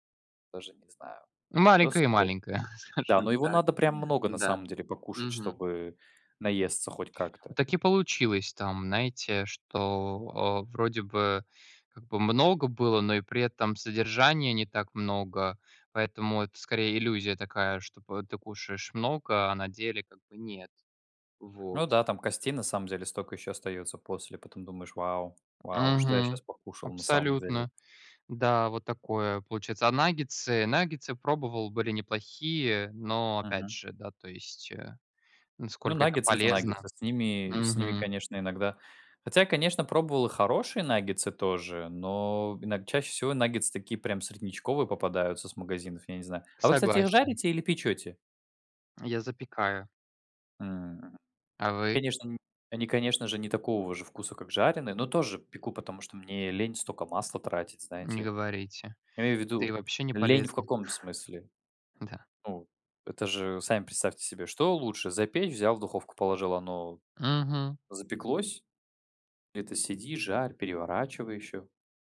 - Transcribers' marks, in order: chuckle; laughing while speaking: "Скажу"; other background noise; tapping; chuckle; laughing while speaking: "Да"
- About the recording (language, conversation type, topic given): Russian, unstructured, Что вас больше всего раздражает в готовых блюдах из магазина?